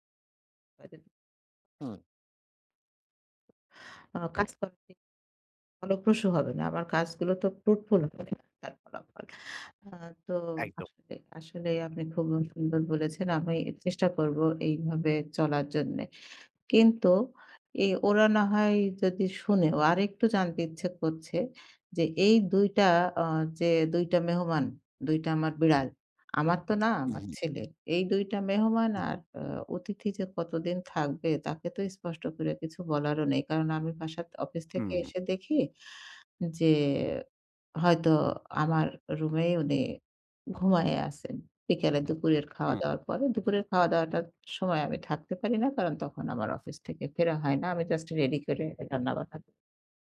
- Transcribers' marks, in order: unintelligible speech; tapping; "বাসায়" said as "বাসাত"
- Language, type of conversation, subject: Bengali, advice, বাড়িতে কীভাবে শান্তভাবে আরাম করে বিশ্রাম নিতে পারি?